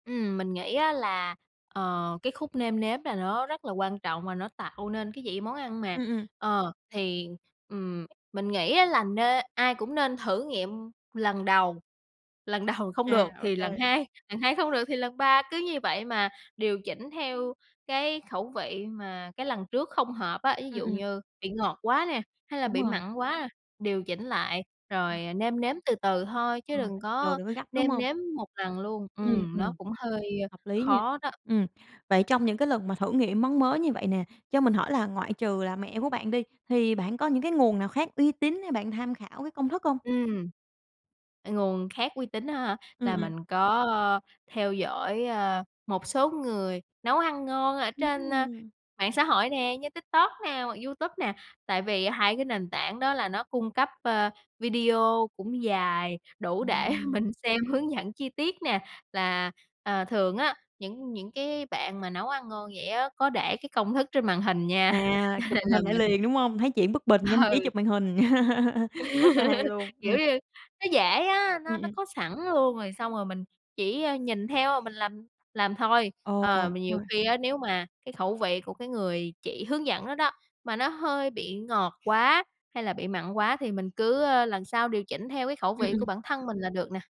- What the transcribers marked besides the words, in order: tapping; other background noise; laughing while speaking: "đầu"; laughing while speaking: "để"; laughing while speaking: "nha, cho nên là mình"; laugh
- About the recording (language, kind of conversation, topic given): Vietnamese, podcast, Lần bạn thử làm một món mới thành công nhất diễn ra như thế nào?